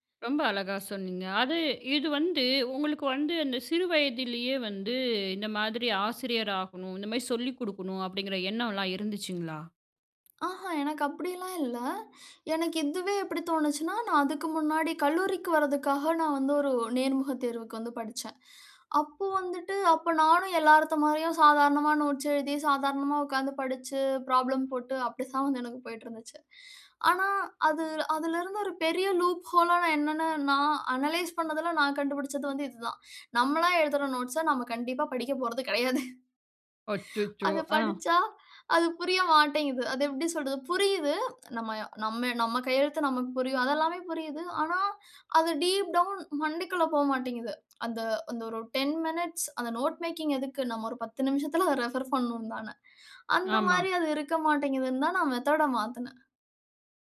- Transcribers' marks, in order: in English: "லூப் ஹோல்லா"; in English: "அனலைஸ்"; laughing while speaking: "படிக்க போறது கெடையாது"; laughing while speaking: "அத படிச்சா, அது புரிய மாட்டேங்குது"; in English: "டீப் டவுன்"; in English: "நோட் மேக்கிங்"; laughing while speaking: "பத்து நிமிஷத்துல அத"; in English: "ரெஃபர்"
- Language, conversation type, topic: Tamil, podcast, நீங்கள் உருவாக்கிய கற்றல் பொருட்களை எவ்வாறு ஒழுங்குபடுத்தி அமைப்பீர்கள்?